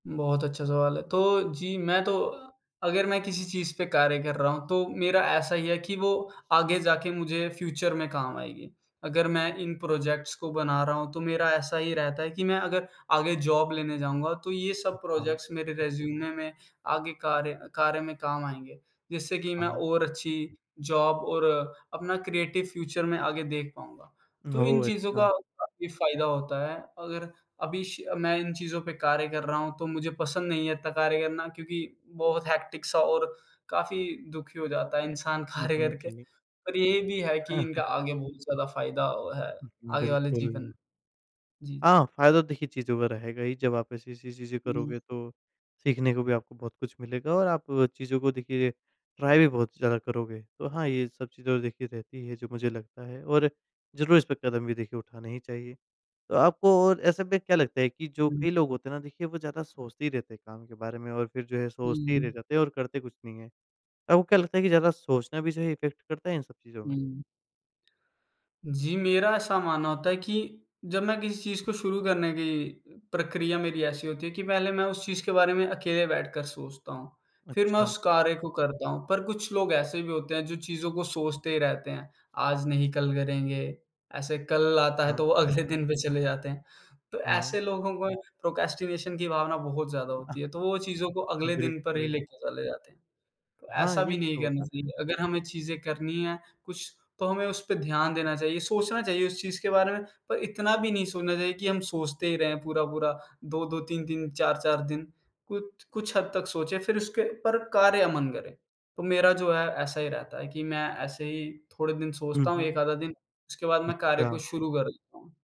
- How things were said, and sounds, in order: in English: "फ्यूचर"; in English: "प्रोजेक्ट्स"; in English: "जॉब"; other background noise; in English: "प्रोजेक्ट्स"; in English: "रिज़्यूमे"; in English: "जॉब"; in English: "क्रिएटिव फ्यूचर"; in English: "हेक्टिक"; laughing while speaking: "कार्य करके"; chuckle; tapping; other noise; in English: "ट्राई"; in English: "इफेक्ट"; laughing while speaking: "वो अगले दिन"; in English: "प्रोक्रैस्टिनेशन"; chuckle
- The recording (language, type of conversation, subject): Hindi, podcast, आप अपना काम पहली बार दूसरों के साथ कैसे साझा करते हैं?